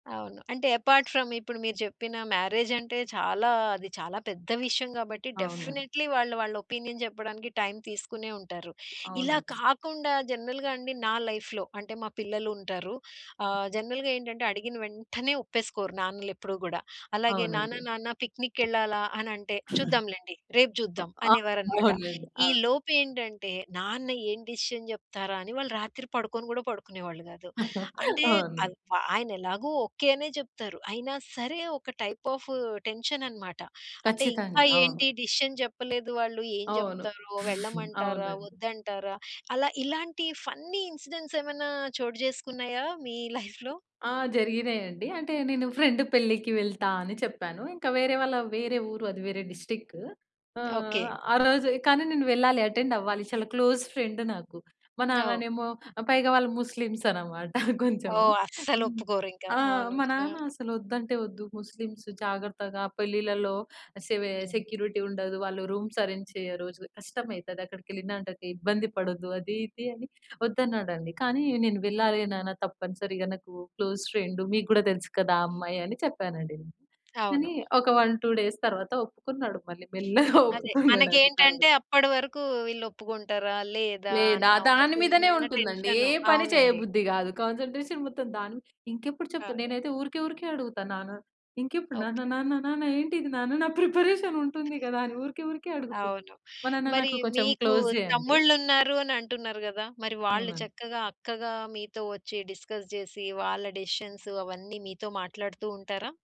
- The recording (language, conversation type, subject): Telugu, podcast, ఇంటి వారితో ఈ నిర్ణయం గురించి మీరు ఎలా చర్చించారు?
- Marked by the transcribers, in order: in English: "అపార్ట్ ఫ్రమ్"; in English: "మ్యారేజ్"; tapping; in English: "డెఫినేట్‌లీ"; in English: "ఒపీనియన్"; in English: "టైమ్"; other background noise; in English: "జనరల్‌గా"; in English: "జనరల్‌గా"; in English: "పిక్నిక్‌కెళ్ళాలా"; in English: "డెసిషన్"; chuckle; in English: "టైప్ ఆఫ్ టెన్షన్"; in English: "డెసిషన్"; other noise; in English: "ఫన్నీ ఇన్సిడెంట్స్"; in English: "లైఫ్‌లో?"; in English: "ఫ్రెండ్"; in English: "డిస్ట్రిక్ట్"; in English: "అటెండ్"; in English: "క్లోజ్ ఫ్రెండ్"; chuckle; in English: "సెక్యూరిటీ"; in English: "రూమ్స్ అరేంజ్"; in English: "క్లోజ్"; in English: "వన్ టూ డేస్"; laughing while speaking: "మెల్లగా ఒప్పుకున్నాడండి"; in English: "కాన్‌సన్ట్రే‌షన్"; in English: "ప్రిపరేషన్"; in English: "డిస్కస్"; in English: "డెసిషన్స్"